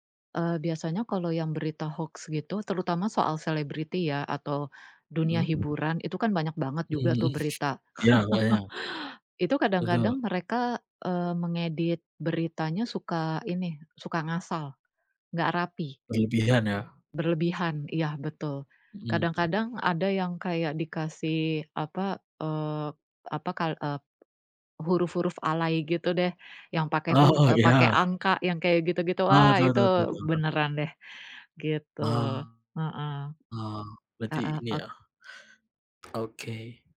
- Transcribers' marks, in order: other background noise; chuckle; laughing while speaking: "Oh, ya"
- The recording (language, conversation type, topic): Indonesian, unstructured, Bagaimana kamu menentukan apakah sebuah berita itu benar atau hoaks?